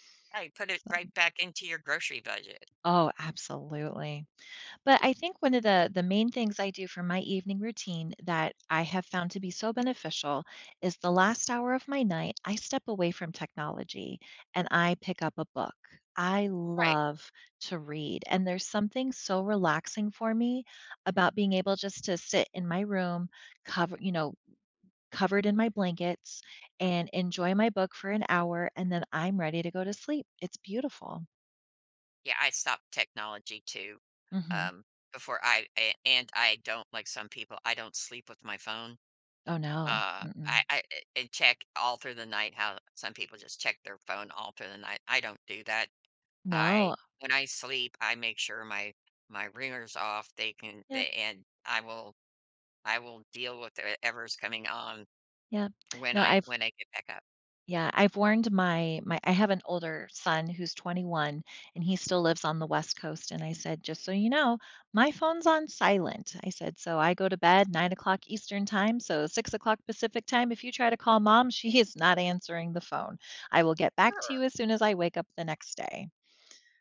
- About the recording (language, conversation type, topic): English, unstructured, How can I tweak my routine for a rough day?
- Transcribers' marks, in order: other background noise